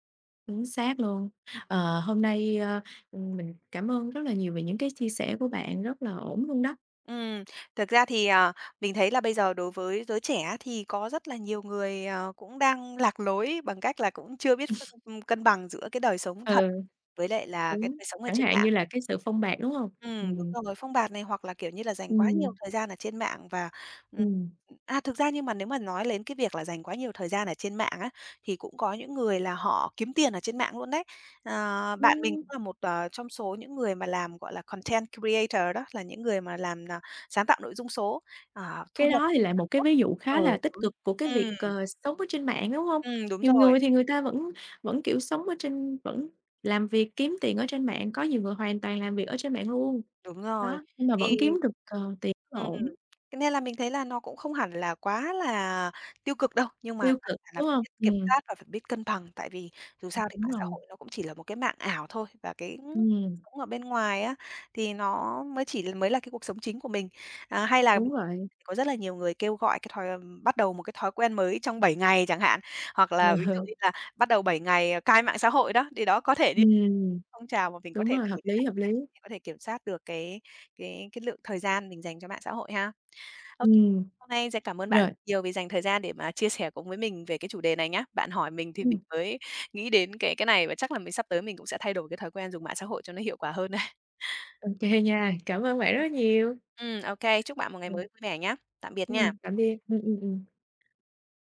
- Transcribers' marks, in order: other background noise; "đến" said as "lến"; tapping; in English: "content creator"; unintelligible speech; chuckle; laughing while speaking: "đấy"; laughing while speaking: "Ô kê"
- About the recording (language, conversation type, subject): Vietnamese, podcast, Bạn cân bằng giữa đời sống thực và đời sống trên mạng như thế nào?